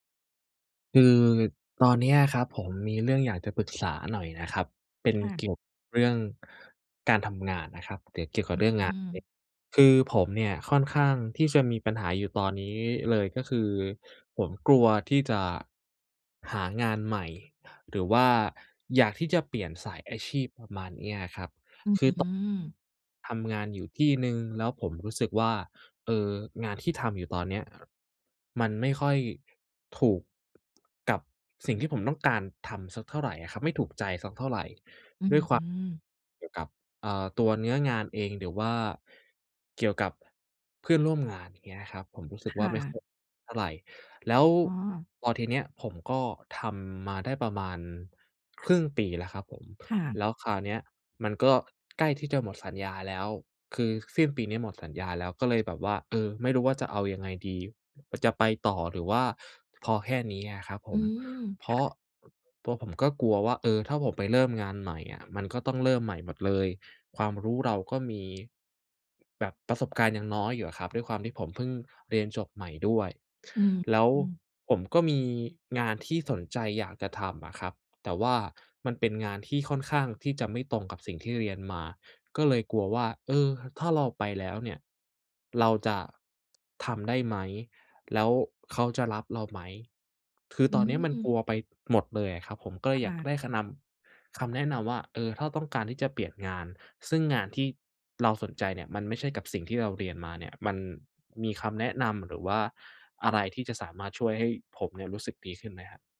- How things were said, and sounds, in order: unintelligible speech
- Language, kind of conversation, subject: Thai, advice, คุณกลัวอะไรเกี่ยวกับการเริ่มงานใหม่หรือการเปลี่ยนสายอาชีพบ้าง?